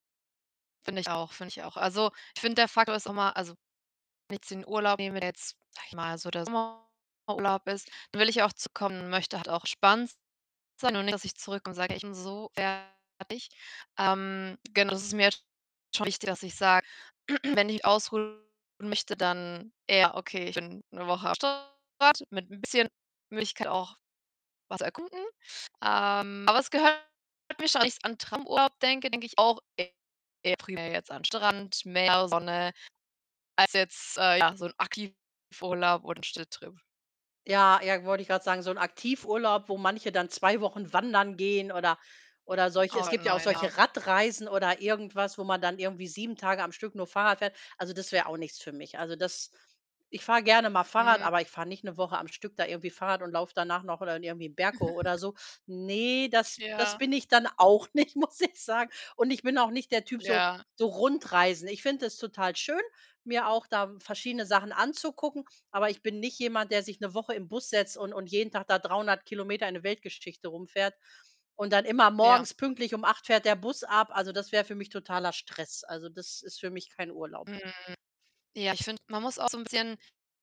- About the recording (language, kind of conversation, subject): German, unstructured, Was macht für dich einen perfekten Urlaub aus?
- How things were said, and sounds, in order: distorted speech; stressed: "so"; throat clearing; unintelligible speech; chuckle; other background noise; laughing while speaking: "muss ich sagen"